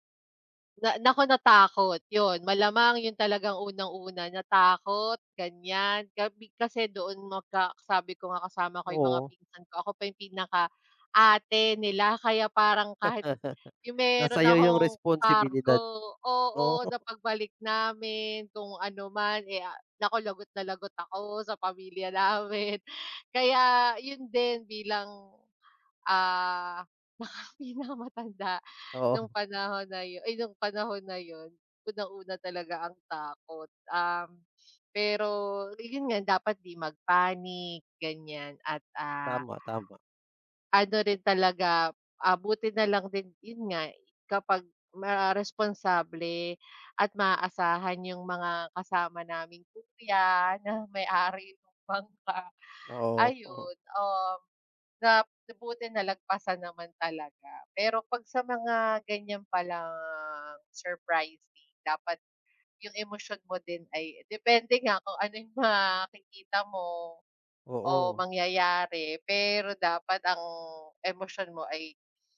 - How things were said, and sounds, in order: laugh; chuckle; laughing while speaking: "namin"; chuckle; laughing while speaking: "pinakamatanda"; sniff; breath; laughing while speaking: "bangka"; drawn out: "palang"
- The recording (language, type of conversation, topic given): Filipino, unstructured, Ano ang pinakanakagugulat na nangyari sa iyong paglalakbay?